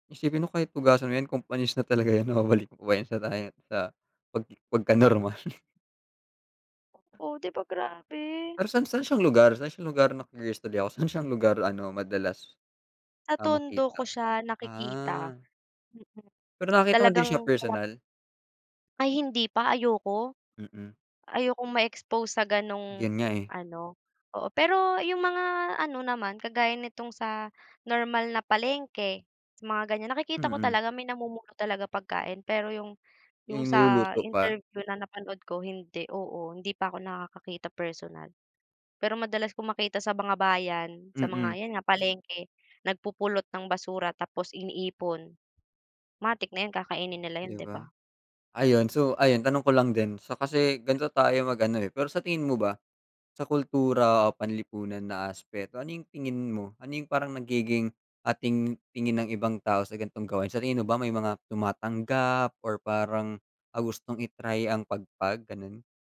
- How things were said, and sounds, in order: other background noise; laughing while speaking: "talaga 'yan na babalik pa ba 'yan sa da sa 'pag pagkanormal"; tapping
- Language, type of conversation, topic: Filipino, unstructured, Ano ang reaksyon mo sa mga taong kumakain ng basura o panis na pagkain?